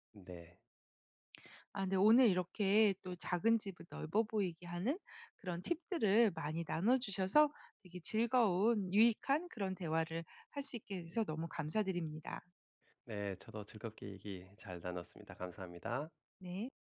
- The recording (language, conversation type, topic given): Korean, podcast, 작은 집이 더 넓어 보이게 하려면 무엇이 가장 중요할까요?
- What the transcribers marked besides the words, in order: none